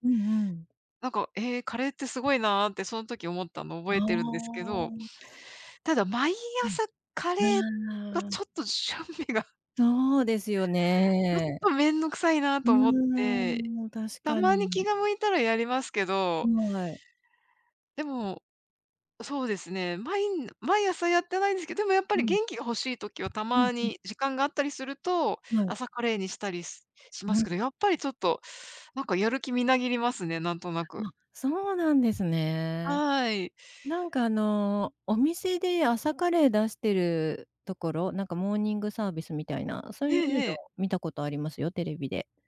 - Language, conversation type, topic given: Japanese, unstructured, 食べると元気が出る料理はありますか？
- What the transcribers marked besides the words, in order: "準備" said as "しゅんび"